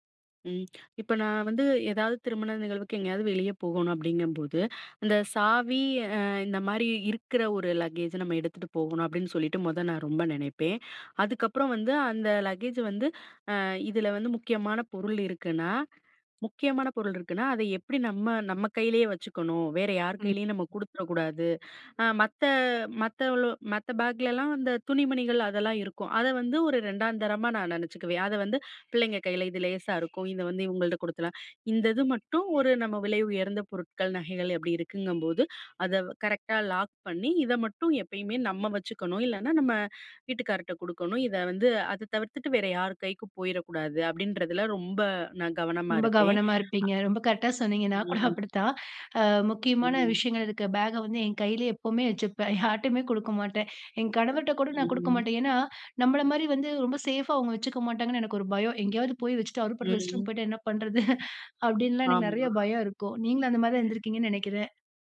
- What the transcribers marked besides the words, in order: other background noise; horn; chuckle; in English: "சேஃபா"; in English: "ரெஸ்ட் ரூம்"; chuckle
- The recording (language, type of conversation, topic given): Tamil, podcast, சாமான்கள் தொலைந்த அனுபவத்தை ஒரு முறை பகிர்ந்து கொள்ள முடியுமா?